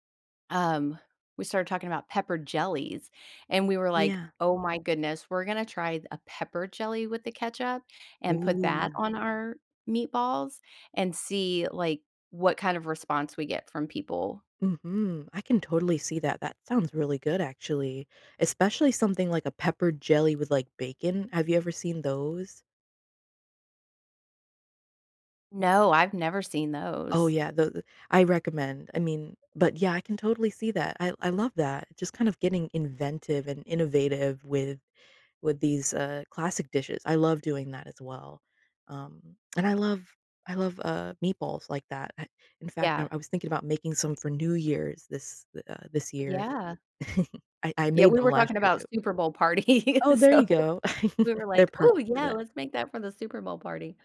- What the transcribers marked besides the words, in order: "pepper" said as "peppered"; tapping; chuckle; laughing while speaking: "parties, so"; chuckle
- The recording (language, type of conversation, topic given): English, unstructured, What habits help me feel more creative and open to new ideas?
- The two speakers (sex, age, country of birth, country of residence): female, 25-29, United States, United States; female, 45-49, United States, United States